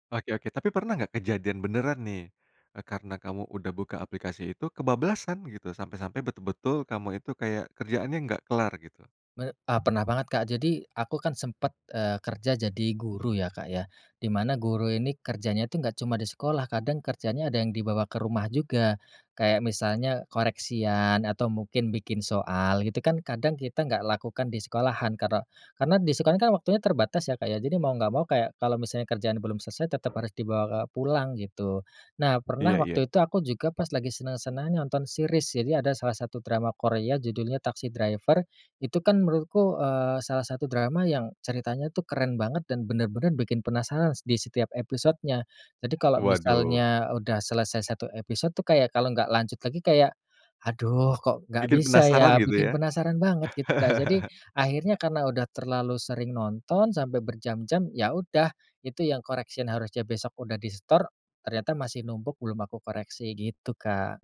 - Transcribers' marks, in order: other background noise; in English: "series"; chuckle; in English: "correction"
- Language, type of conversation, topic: Indonesian, podcast, Pernah nggak aplikasi bikin kamu malah nunda kerja?